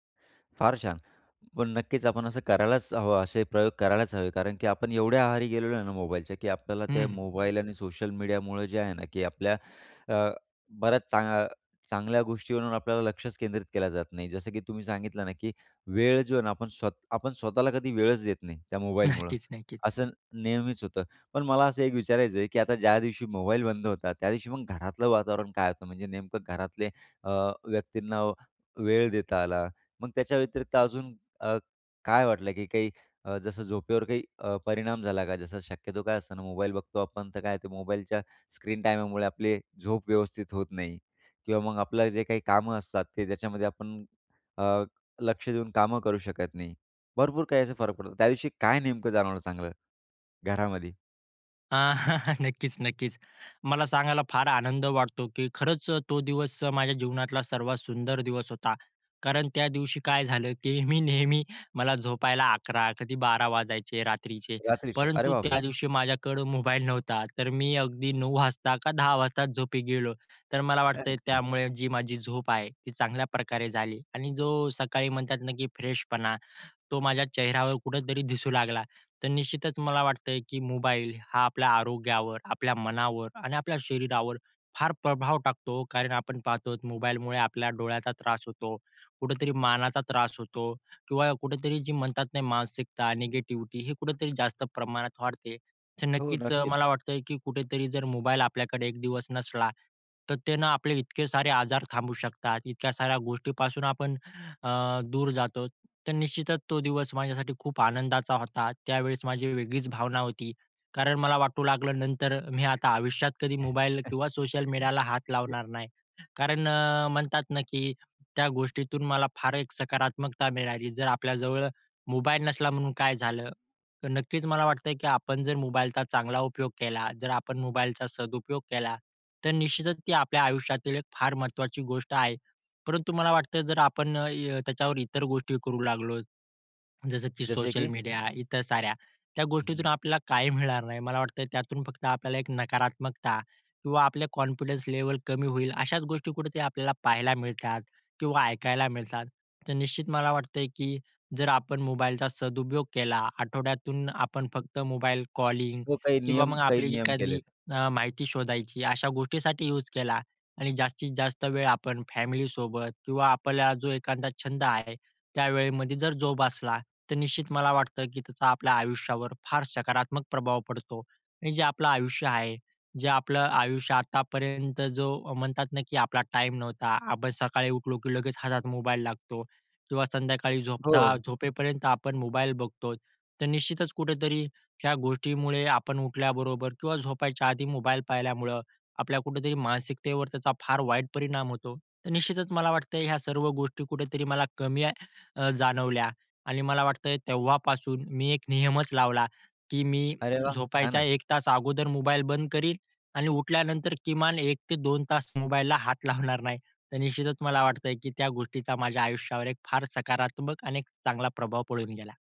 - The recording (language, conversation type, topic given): Marathi, podcast, थोडा वेळ मोबाईल बंद ठेवून राहिल्यावर कसा अनुभव येतो?
- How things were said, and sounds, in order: laughing while speaking: "नक्कीच"; chuckle; laughing while speaking: "नेहमी"; other background noise; in English: "फ्रेशपणा"; chuckle; other noise; in English: "कॉन्फिडन्स"; tapping